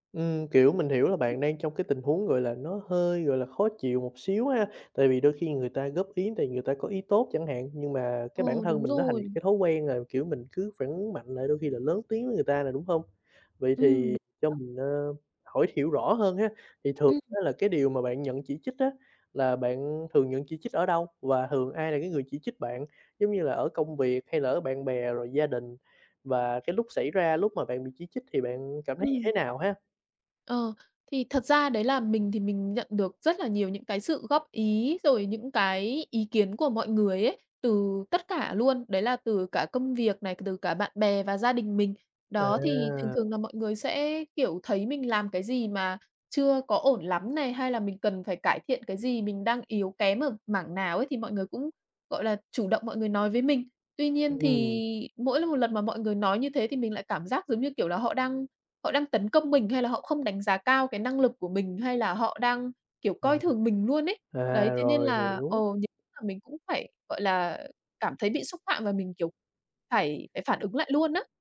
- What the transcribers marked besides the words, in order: unintelligible speech; tapping; unintelligible speech; unintelligible speech; other background noise
- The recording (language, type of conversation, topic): Vietnamese, advice, Làm sao để tiếp nhận lời chỉ trích mà không phản ứng quá mạnh?